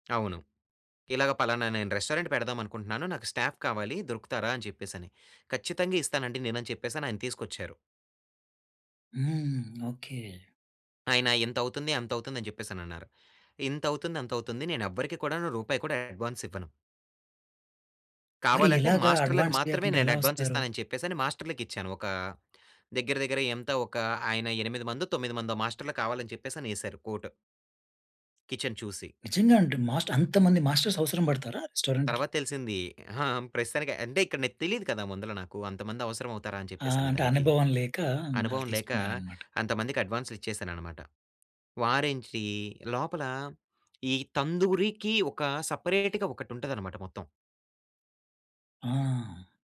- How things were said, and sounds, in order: tapping; in English: "రెస్టారెంట్"; in English: "స్టాఫ్"; in English: "అడ్వాన్స్"; in English: "కోట్"; in English: "కిచెన్"; in English: "మాస్టర్స్"; in English: "రెస్టారెంట్‌కి?"; in English: "సపరేట్‌గా"
- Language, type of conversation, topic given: Telugu, podcast, ఒక కమ్యూనిటీ వంటశాల నిర్వహించాలంటే ప్రారంభంలో ఏం చేయాలి?